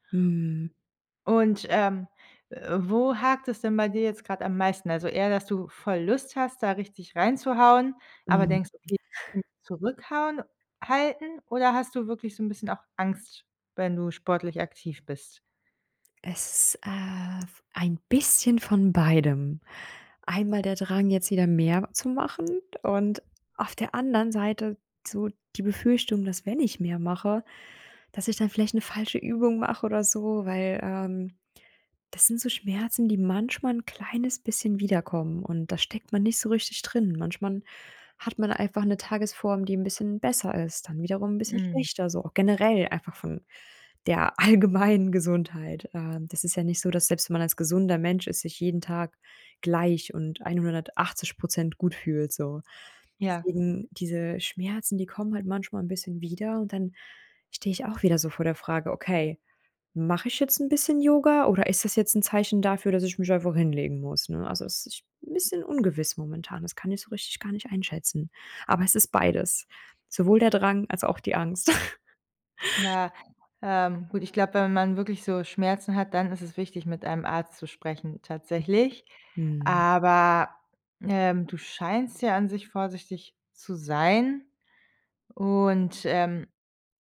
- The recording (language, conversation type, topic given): German, advice, Wie gelingt dir der Neustart ins Training nach einer Pause wegen Krankheit oder Stress?
- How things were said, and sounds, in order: unintelligible speech; laughing while speaking: "allgemeinen"; laugh; other noise